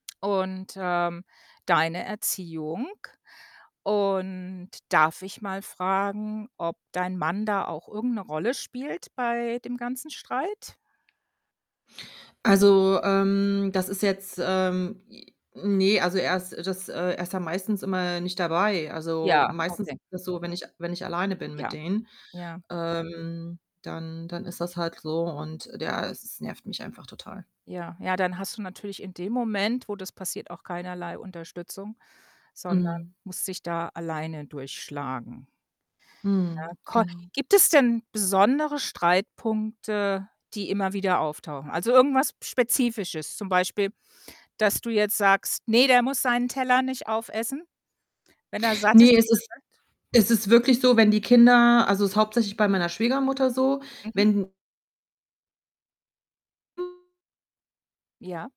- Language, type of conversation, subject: German, advice, Wie kann ich den Konflikt mit meinen Schwiegereltern über die Kindererziehung lösen?
- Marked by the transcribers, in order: tapping; other background noise; distorted speech